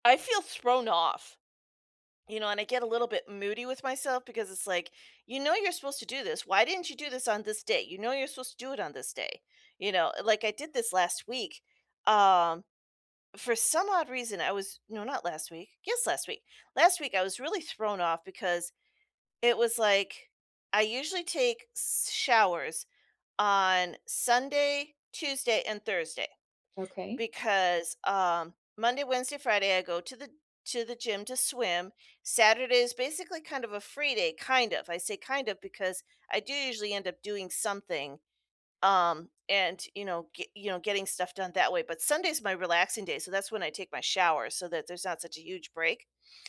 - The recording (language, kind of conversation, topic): English, unstructured, What small habits improve your daily mood the most?
- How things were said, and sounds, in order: tapping